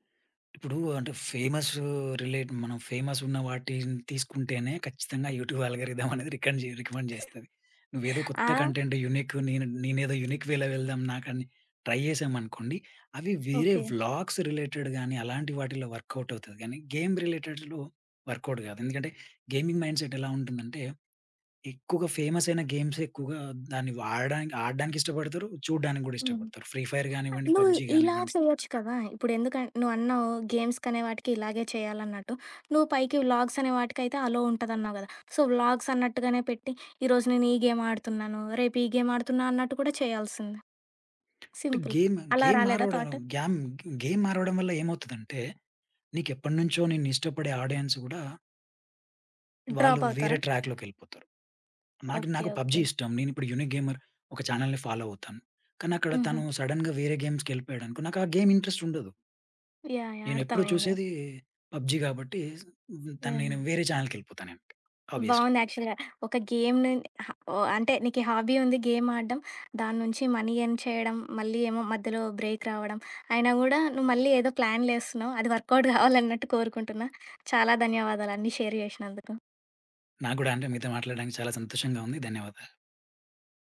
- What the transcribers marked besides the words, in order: in English: "రిలేట్"; in English: "యూట్యూబ్"; giggle; in English: "రికమెండ్"; other background noise; in English: "కంటెంట్ యూనిక్"; tapping; in English: "యూనిక్ వేలో"; in English: "ట్రై"; in English: "వ్లా‌గ్స్ రిలేటెడ్"; in English: "వర్క్‌అవుట్"; in English: "గేమ్ రిలేటెడ్‌లో వర్క్‌అవుట్"; in English: "గేమింగ్ మైండ్‌సెట్"; in English: "అలో"; in English: "సో"; in English: "గేమ్"; in English: "గేమ్"; in English: "సింపుల్"; in English: "గేమ్, గేమ్"; in English: "థాట్?"; in English: "గేమ్"; in English: "ఆడియన్స్"; in English: "యూనిక్ గేమర్"; in English: "ఛానెల్‌ని ఫాలో"; in English: "సడెన్‌గా"; in English: "గేమ్స్"; in English: "గేమ్ ఇంట్రెస్ట్"; in English: "ఆబ్వి‌యస్‌లీ"; in English: "యాక్చువల్‌గా"; in English: "గేమ్‌ని"; in English: "హాబీ"; in English: "గేమ్"; in English: "మనీ ఎర్న్"; in English: "బ్రేక్"; in English: "వర్క్‌అవుట్"; chuckle; in English: "షేర్"
- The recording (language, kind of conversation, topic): Telugu, podcast, హాబీని ఉద్యోగంగా మార్చాలనుకుంటే మొదట ఏమి చేయాలి?